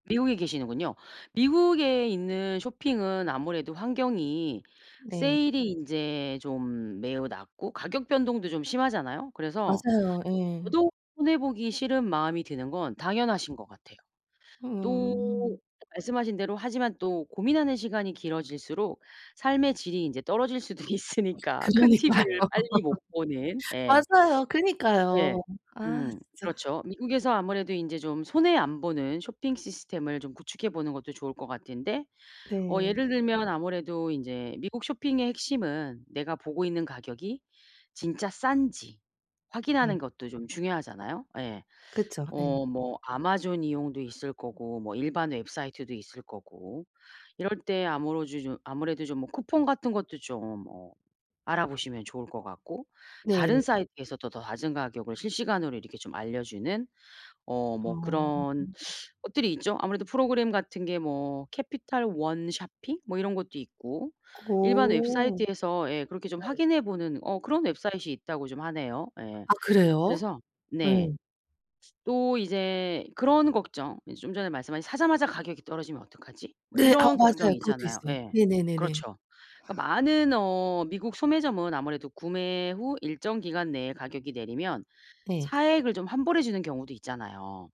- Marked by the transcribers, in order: other background noise; laughing while speaking: "있으니까"; other noise; laughing while speaking: "그러니까요"; laugh; tapping; put-on voice: "Website이"
- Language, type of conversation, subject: Korean, advice, 쇼핑할 때 어떤 물건을 골라야 할지 몰라 결정을 못 하겠는데, 어떻게 하면 좋을까요?